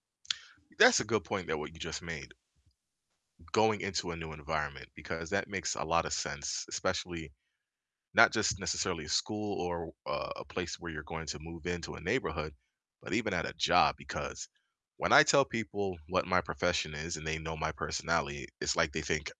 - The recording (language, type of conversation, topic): English, unstructured, What does being yourself mean to you?
- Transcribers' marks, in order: other background noise; distorted speech